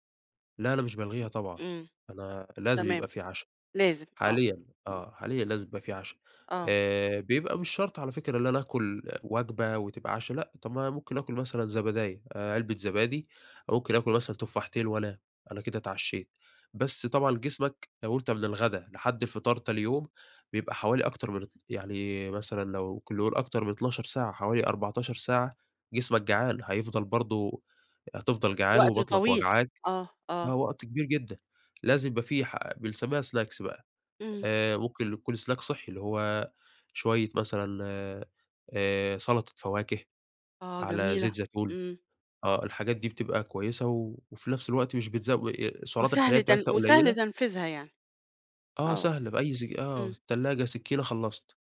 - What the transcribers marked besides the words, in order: in English: "سناكس"; in English: "سناك"
- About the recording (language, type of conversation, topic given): Arabic, podcast, كيف بتاكل أكل صحي من غير ما تجوّع نفسك؟